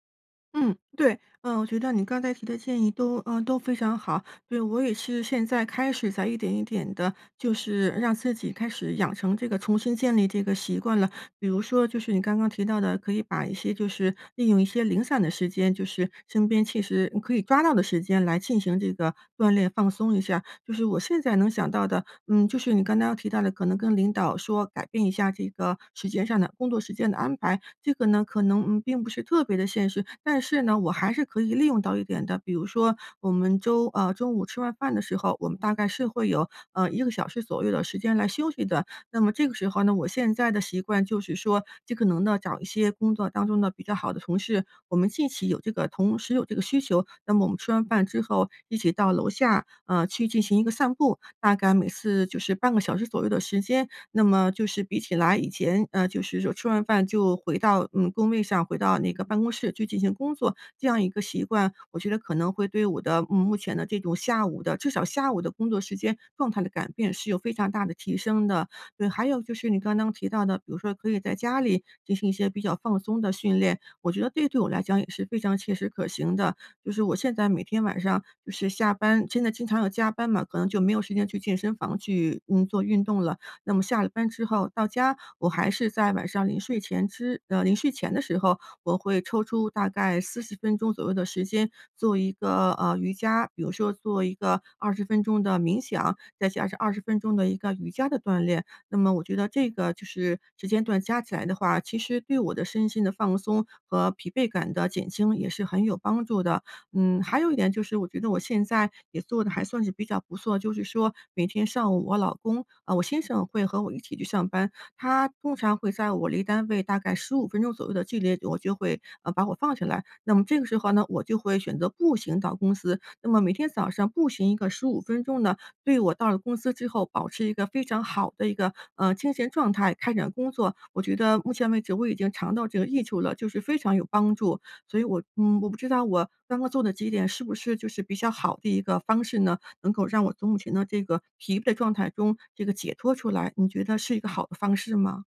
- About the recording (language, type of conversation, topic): Chinese, advice, 你因为工作太忙而完全停掉运动了吗？
- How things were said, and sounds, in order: none